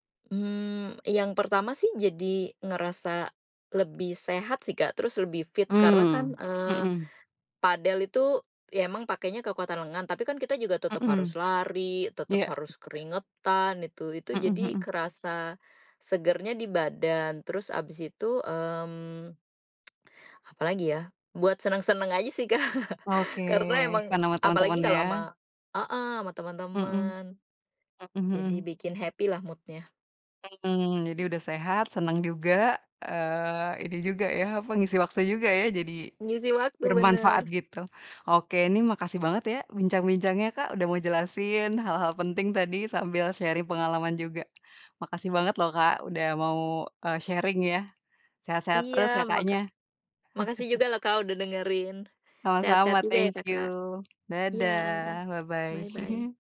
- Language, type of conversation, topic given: Indonesian, podcast, Jika kamu ingin memberi saran untuk pemula, apa tiga hal terpenting yang perlu mereka perhatikan?
- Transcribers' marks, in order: other background noise; tsk; laughing while speaking: "Kak"; in English: "fun"; in English: "happy"; in English: "mood-nya"; in English: "sharing"; in English: "sharing"; chuckle; in English: "bye-bye"; in English: "bye-bye"; chuckle